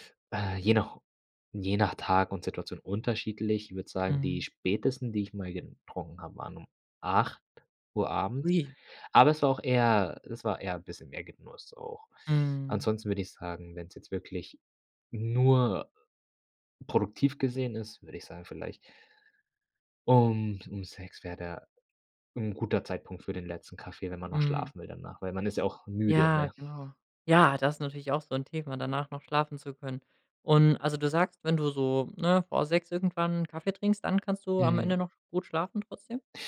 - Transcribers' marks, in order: none
- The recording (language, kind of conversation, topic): German, podcast, Wie gehst du mit Energietiefs am Nachmittag um?